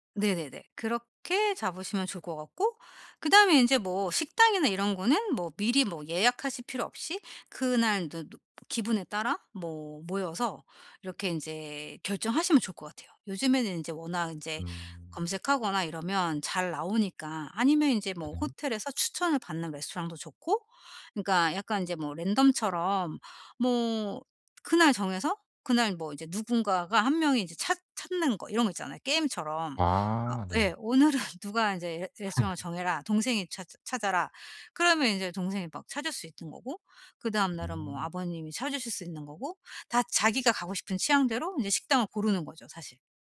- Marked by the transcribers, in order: laughing while speaking: "오늘은"; laugh; other background noise
- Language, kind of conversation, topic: Korean, advice, 여행 예산을 어떻게 세우고 계획을 효율적으로 수립할 수 있을까요?